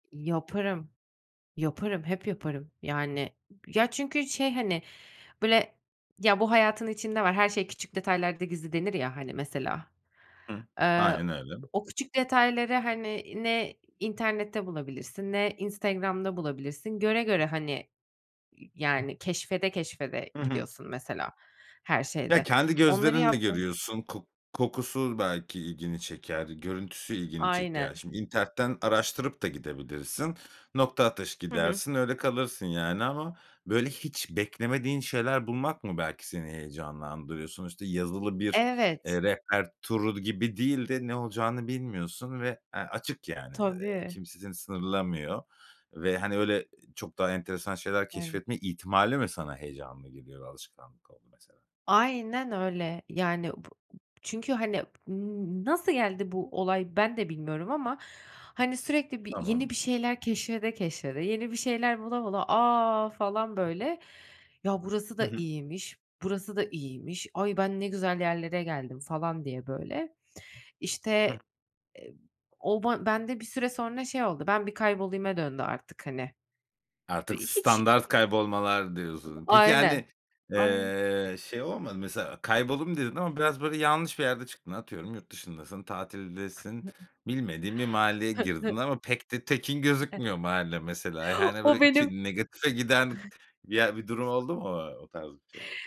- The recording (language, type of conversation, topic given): Turkish, podcast, Bir yerde kaybolup beklenmedik güzellikler keşfettiğin anı anlatır mısın?
- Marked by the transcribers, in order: other background noise; other noise; chuckle; unintelligible speech